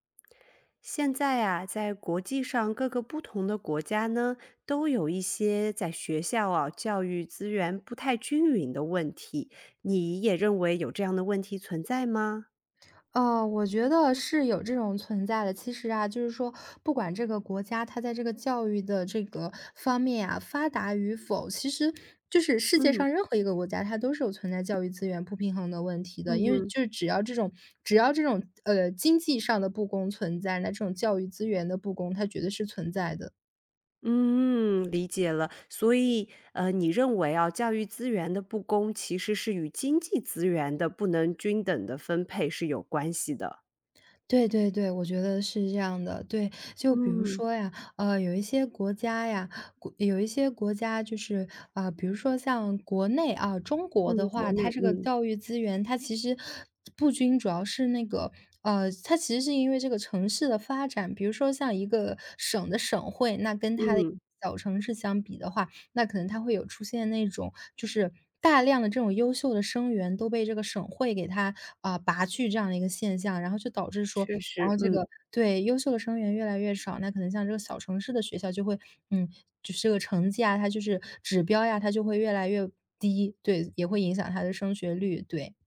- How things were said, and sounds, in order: tapping
- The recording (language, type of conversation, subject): Chinese, podcast, 学校应该如何应对教育资源不均的问题？